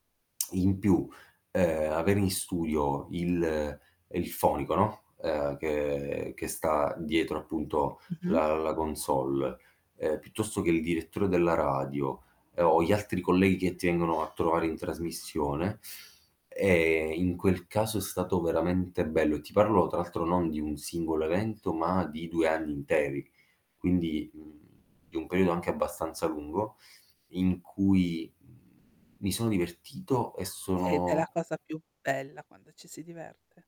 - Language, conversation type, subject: Italian, podcast, Preferisci creare in gruppo o da solo, e perché?
- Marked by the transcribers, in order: drawn out: "che"; other background noise; drawn out: "E"; stressed: "bella"